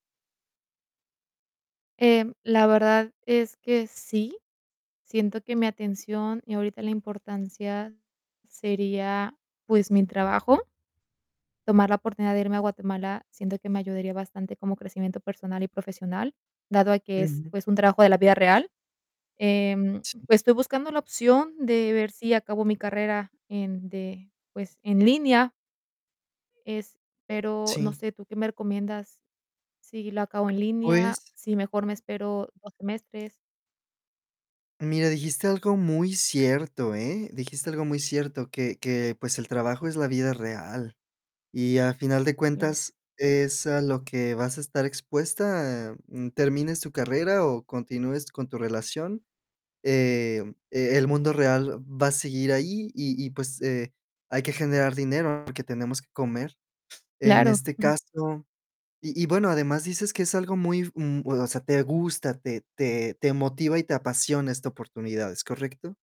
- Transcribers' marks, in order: distorted speech; tapping; other background noise; chuckle
- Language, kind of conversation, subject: Spanish, advice, ¿Cómo puedo manejar el agotamiento por tener que tomar demasiadas decisiones importantes?